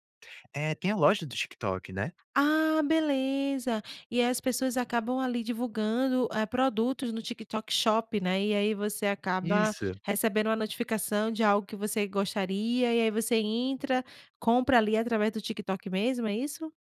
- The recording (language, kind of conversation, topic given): Portuguese, podcast, Como você organiza suas notificações e interrupções digitais?
- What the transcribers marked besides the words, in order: tapping